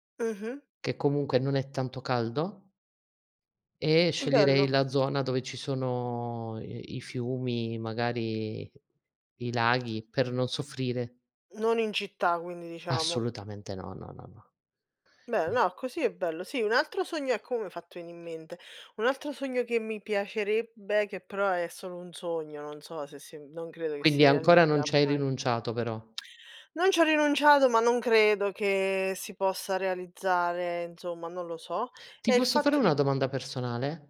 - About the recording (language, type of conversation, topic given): Italian, unstructured, Hai mai rinunciato a un sogno? Perché?
- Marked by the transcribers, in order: other background noise; tapping; "insomma" said as "inzomma"